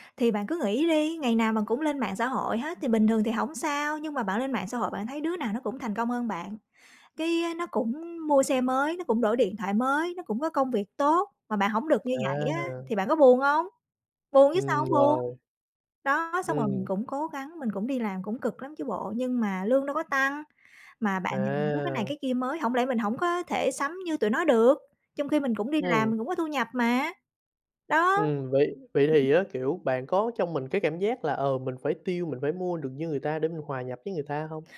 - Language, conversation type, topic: Vietnamese, advice, Bạn có đang cảm thấy áp lực phải chi tiêu vì bạn bè và những gì bạn thấy trên mạng xã hội không?
- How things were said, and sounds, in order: tapping; other background noise